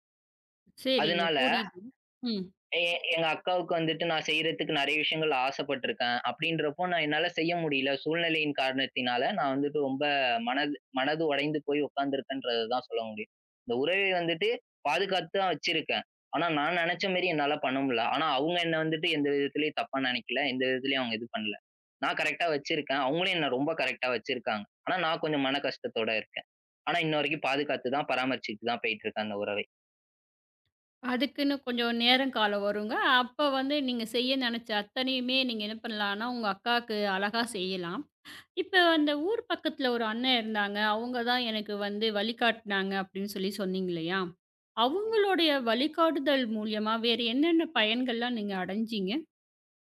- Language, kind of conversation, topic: Tamil, podcast, தொடரும் வழிகாட்டல் உறவை எப்படிச் சிறப்பாகப் பராமரிப்பீர்கள்?
- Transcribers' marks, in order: in English: "கரெக்ட்டா"; in English: "கரெக்ட்டா"; inhale; "அண்ணன்" said as "அண்ணே"; lip trill